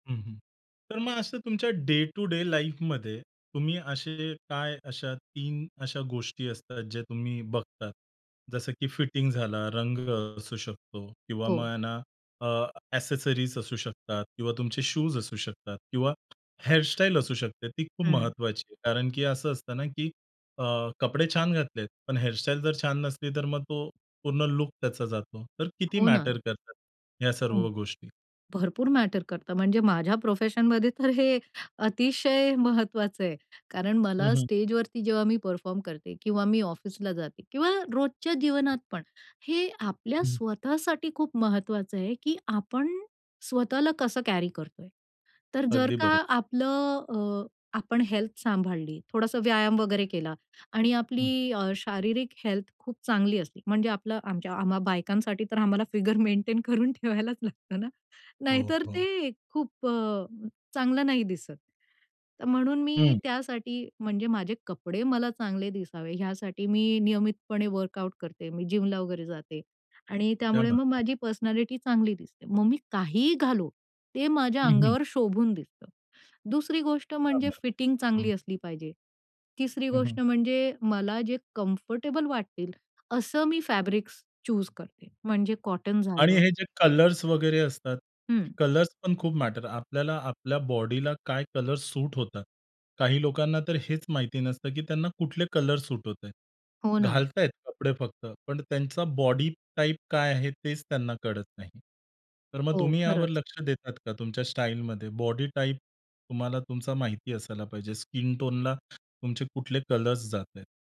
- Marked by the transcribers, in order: in English: "डे टू डे लाईफमध्ये"; in English: "एक्सेसरीज"; other background noise; tapping; in English: "वर्कआउट"; in English: "जिमला"; in Hindi: "क्या बात है"; in English: "पर्सनॅलिटी"; in Hindi: "क्या बात है"; in English: "कम्फर्टेबल"; in English: "फॅब्रिक्स चुज"; in English: "स्किन टोनला"
- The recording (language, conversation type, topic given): Marathi, podcast, स्टाईलमुळे तुमचा आत्मविश्वास कसा वाढला?